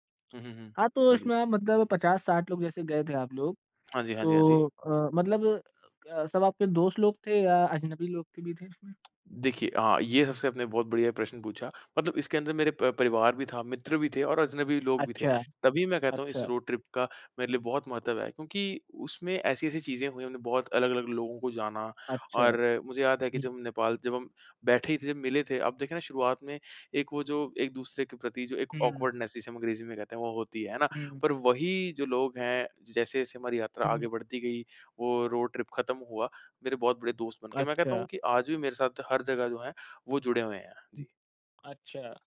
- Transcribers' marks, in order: in English: "ट्रिप"; in English: "ऑकवर्डनेस"; in English: "ट्रिप"
- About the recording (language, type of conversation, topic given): Hindi, podcast, आप किस रोड ट्रिप की कहानी सबको ज़रूर सुनाना चाहेंगे?